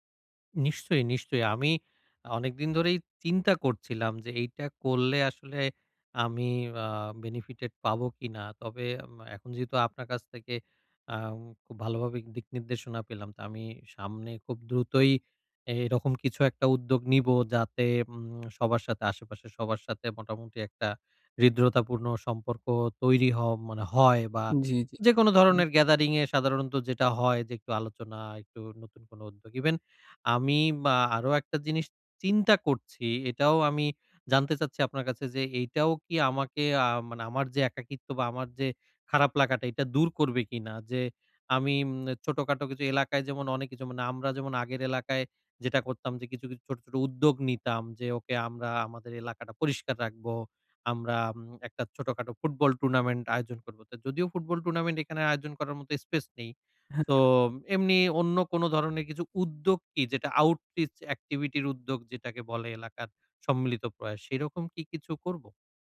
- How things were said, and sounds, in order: other background noise; in English: "আউটরিচ এক্টিভিটির"
- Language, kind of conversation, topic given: Bengali, advice, পরিবর্তনের সঙ্গে দ্রুত মানিয়ে নিতে আমি কীভাবে মানসিকভাবে স্থির থাকতে পারি?
- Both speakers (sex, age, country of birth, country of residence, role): male, 20-24, Bangladesh, Bangladesh, advisor; male, 30-34, Bangladesh, Bangladesh, user